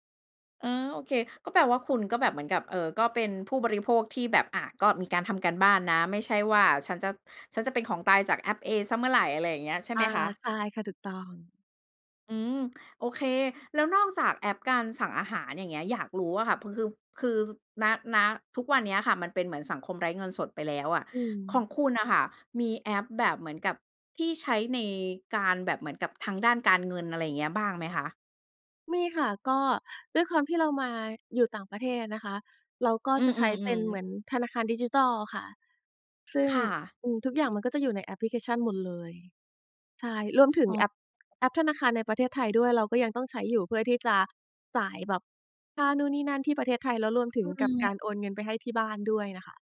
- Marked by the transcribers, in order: tsk
- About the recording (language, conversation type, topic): Thai, podcast, คุณช่วยเล่าให้ฟังหน่อยได้ไหมว่าแอปไหนที่ช่วยให้ชีวิตคุณง่ายขึ้น?